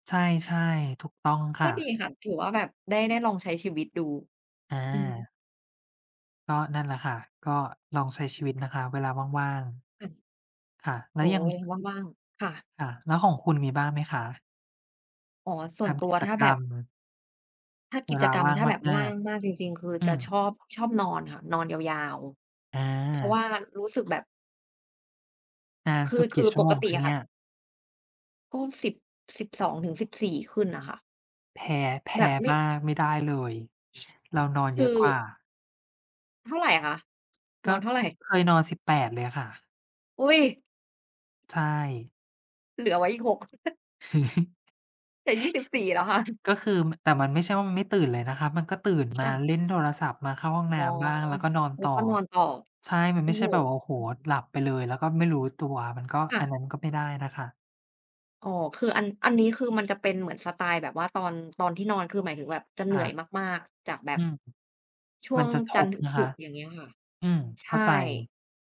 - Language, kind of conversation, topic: Thai, unstructured, คุณชอบทำอะไรในเวลาว่างมากที่สุด?
- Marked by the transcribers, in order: tapping; other background noise; chuckle; laughing while speaking: "ค่ะ"; chuckle